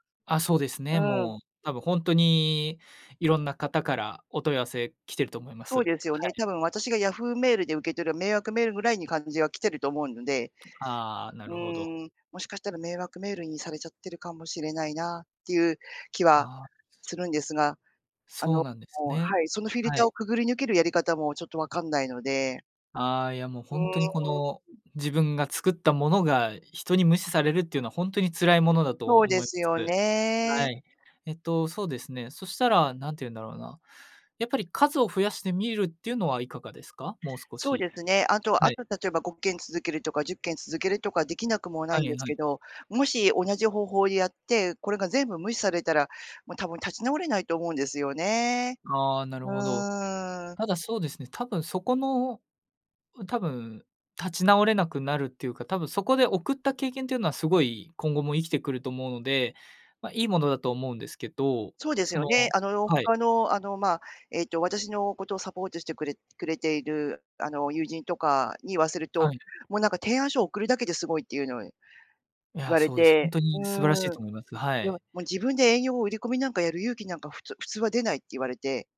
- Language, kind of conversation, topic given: Japanese, advice, 小さな失敗で目標を諦めそうになるとき、どうすれば続けられますか？
- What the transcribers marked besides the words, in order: other noise